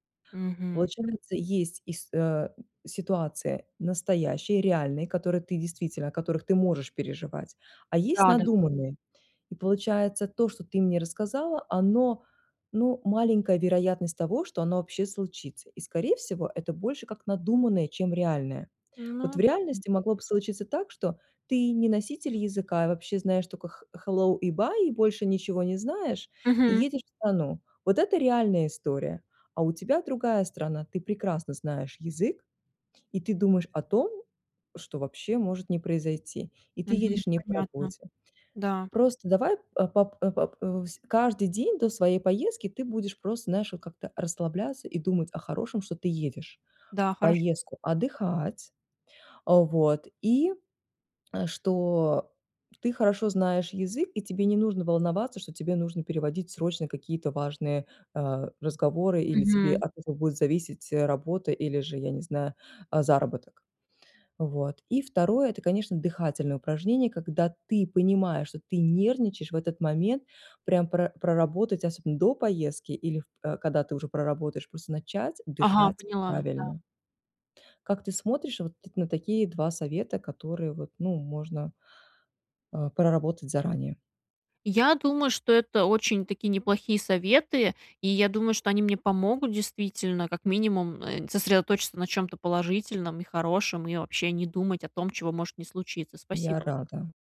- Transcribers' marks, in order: in English: "hello"; in English: "bye"; "когда" said as "када"
- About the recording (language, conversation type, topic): Russian, advice, Как справиться с языковым барьером во время поездок и общения?